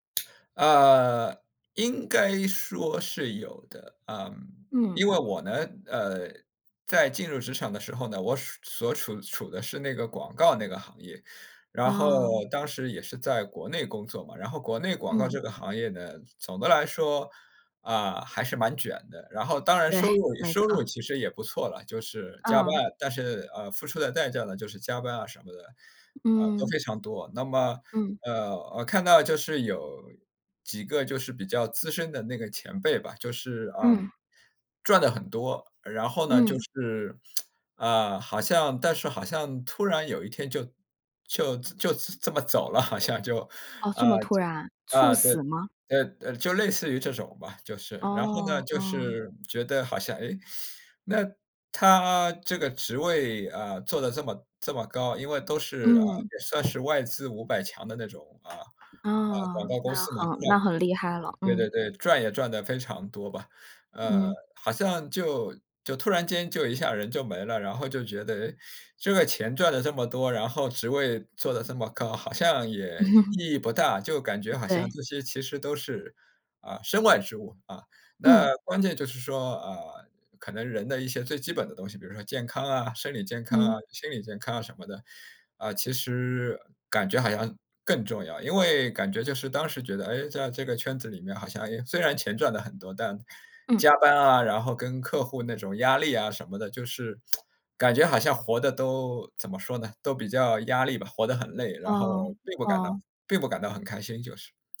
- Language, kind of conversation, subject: Chinese, podcast, 你能跟我们说说如何重新定义成功吗？
- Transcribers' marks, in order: other background noise; laughing while speaking: "对，没错"; tsk; laughing while speaking: "就这么走了好像就"; unintelligible speech; chuckle; tsk